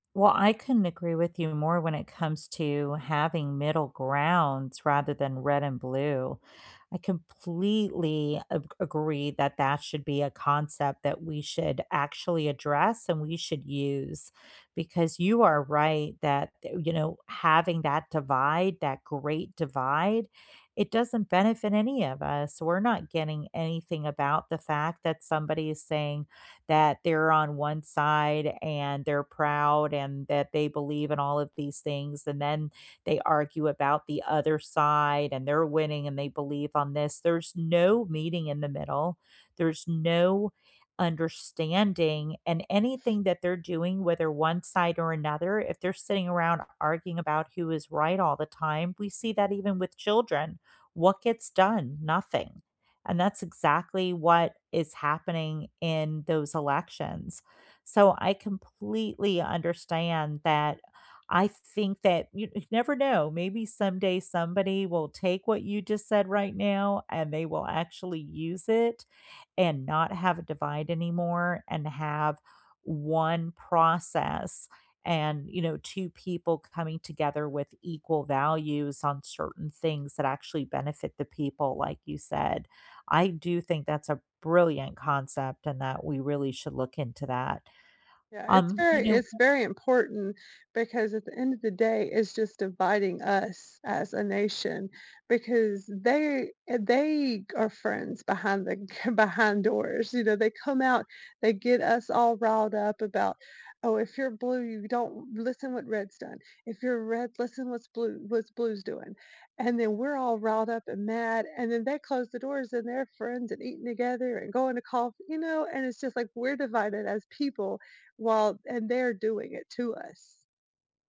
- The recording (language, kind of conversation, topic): English, unstructured, How do you decide which election issues matter most to you, and what experiences shape those choices?
- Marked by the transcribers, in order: other background noise; scoff